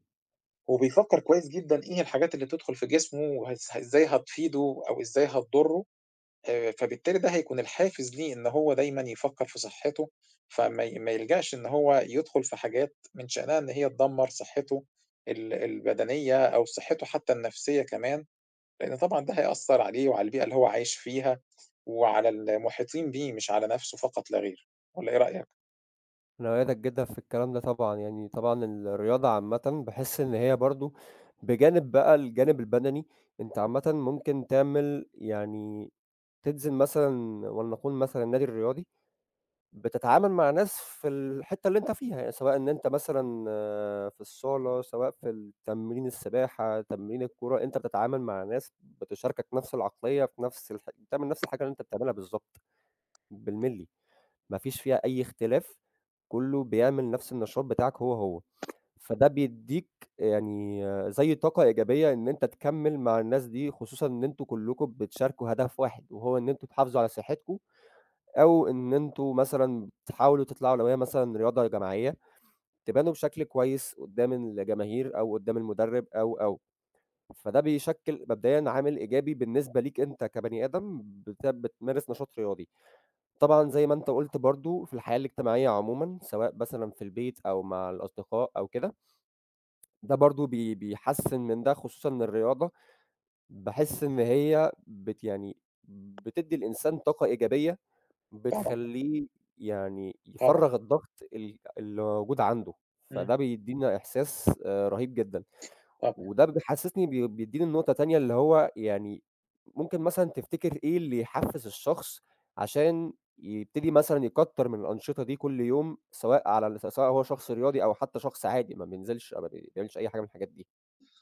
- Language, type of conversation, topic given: Arabic, unstructured, هل بتخاف من عواقب إنك تهمل صحتك البدنية؟
- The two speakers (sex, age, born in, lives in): male, 20-24, Egypt, Egypt; male, 40-44, Egypt, Egypt
- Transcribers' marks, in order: tapping; other background noise